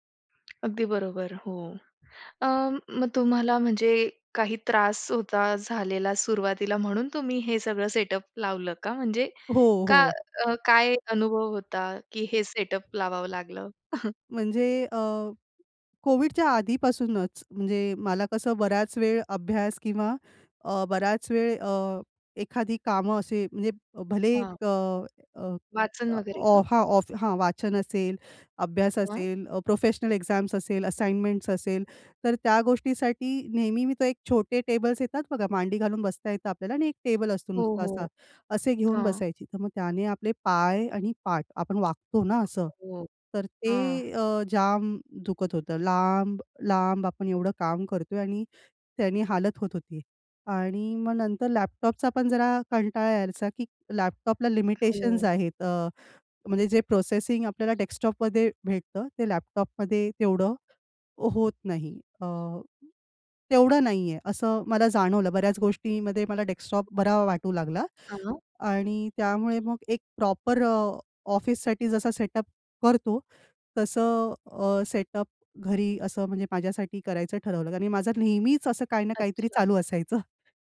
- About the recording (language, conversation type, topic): Marathi, podcast, कार्यक्षम कामाची जागा कशी तयार कराल?
- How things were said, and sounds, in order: tapping; in English: "सेटअप"; in English: "सेटअप"; chuckle; in English: "एक्झाम्स"; in English: "असाइनमेंट्स"; other background noise; in English: "लिमिटेशन्स"; in English: "प्रोसेसिंग"; in English: "डेक्सटॉपमध्ये"; "डेस्कटॉपमध्ये" said as "डेक्सटॉपमध्ये"; bird; in English: "डेक्सटॉप"; "डेस्कटॉप" said as "डेक्सटॉप"; in English: "प्रॉपर"; in English: "सेटअप"; in English: "सेटअप"; laughing while speaking: "असायचं"